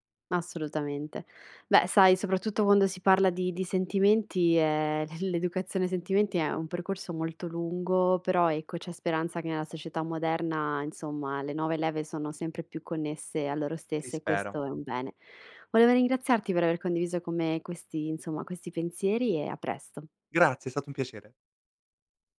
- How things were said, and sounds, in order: laughing while speaking: "l l'educazione"
- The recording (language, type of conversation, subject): Italian, podcast, Come bilanci onestà e tatto nelle parole?